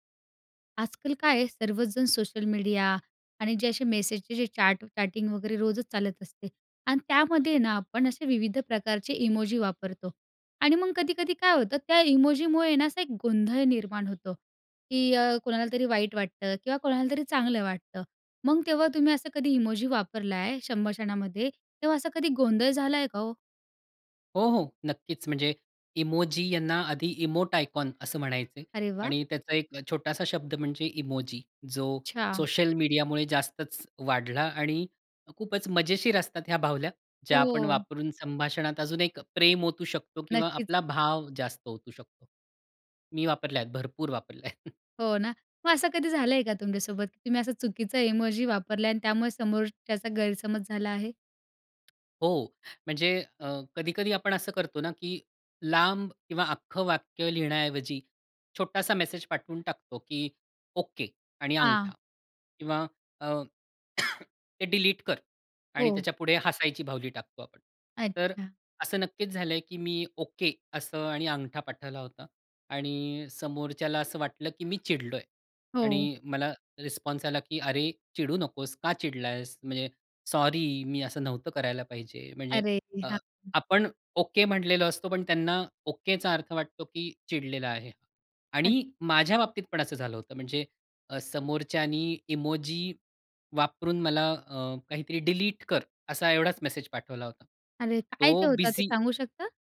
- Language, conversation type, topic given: Marathi, podcast, इमोजी वापरल्यामुळे संभाषणात कोणते गैरसमज निर्माण होऊ शकतात?
- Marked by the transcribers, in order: in English: "चॅट चॅटिंग"; in English: "इमोट आयकॉन"; chuckle; tapping; cough